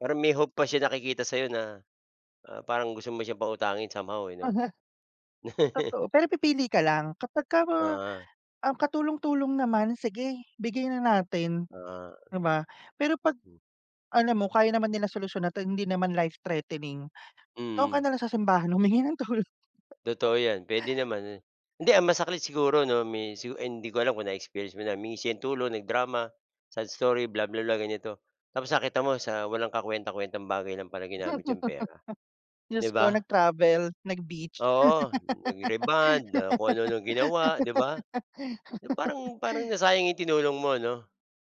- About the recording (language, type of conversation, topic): Filipino, unstructured, Paano mo hinaharap ang utang na hindi mo kayang bayaran?
- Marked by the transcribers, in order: laugh; laugh; laugh